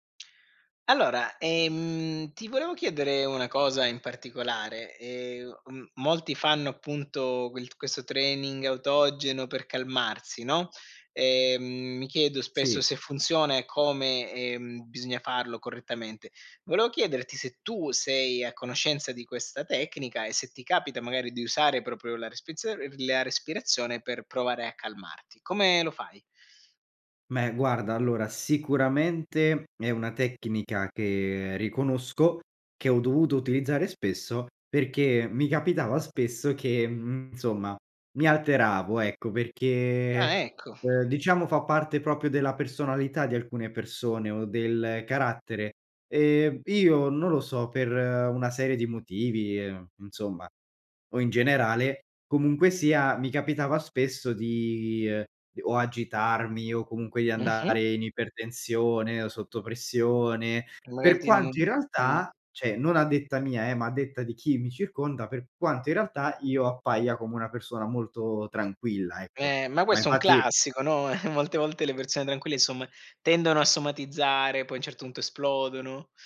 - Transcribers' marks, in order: in English: "training"; "proprio" said as "propio"; "Beh" said as "meh"; tapping; "proprio" said as "popio"; "cioè" said as "ceh"; other background noise; chuckle
- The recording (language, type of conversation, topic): Italian, podcast, Come usi la respirazione per calmarti?